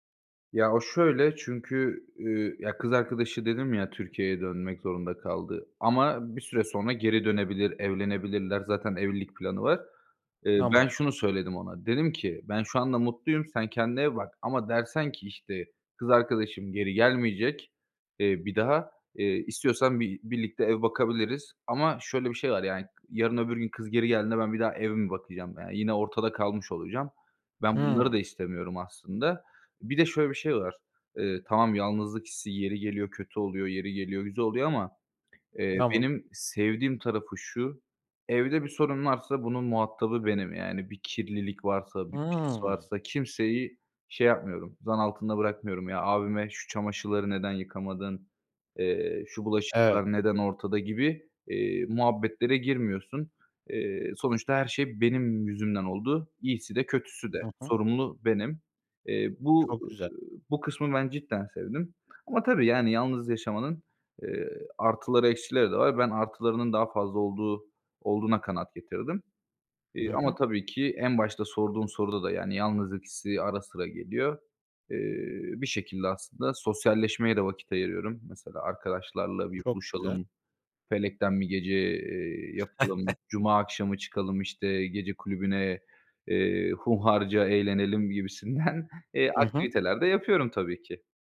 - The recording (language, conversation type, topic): Turkish, podcast, Yalnızlık hissi geldiğinde ne yaparsın?
- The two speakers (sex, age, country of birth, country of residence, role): male, 25-29, Turkey, Bulgaria, guest; male, 25-29, Turkey, Poland, host
- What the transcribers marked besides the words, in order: other background noise; tapping; chuckle; laughing while speaking: "gibisinden"